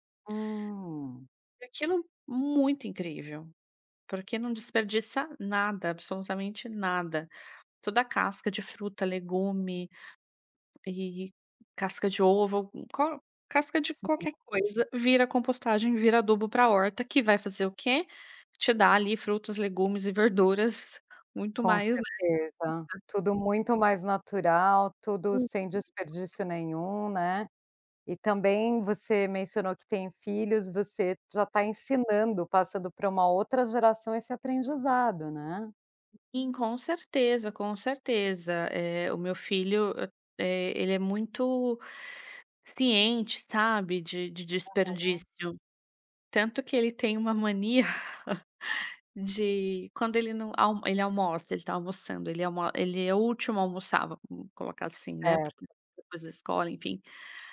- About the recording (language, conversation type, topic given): Portuguese, podcast, Como evitar o desperdício na cozinha do dia a dia?
- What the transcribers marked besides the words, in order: unintelligible speech; unintelligible speech; other noise; laugh